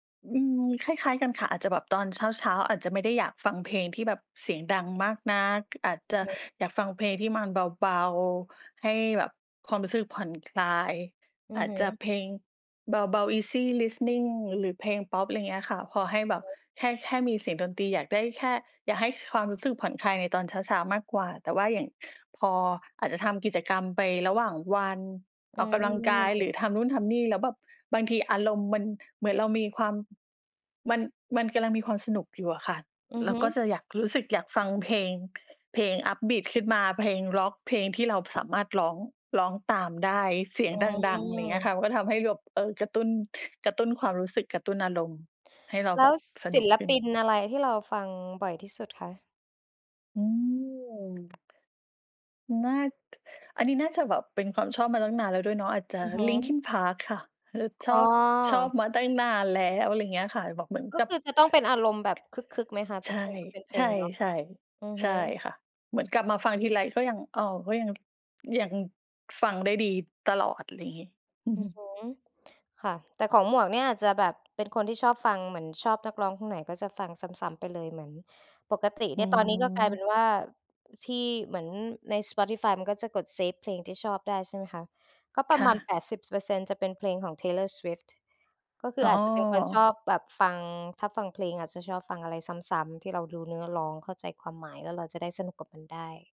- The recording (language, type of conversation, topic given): Thai, unstructured, ระหว่างการฟังเพลงกับการดูหนัง คุณชอบทำอะไรมากกว่ากัน?
- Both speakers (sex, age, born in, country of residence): female, 25-29, Thailand, Thailand; female, 40-44, Thailand, Sweden
- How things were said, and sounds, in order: in English: "easy listening"; in English: "upbeat"; other background noise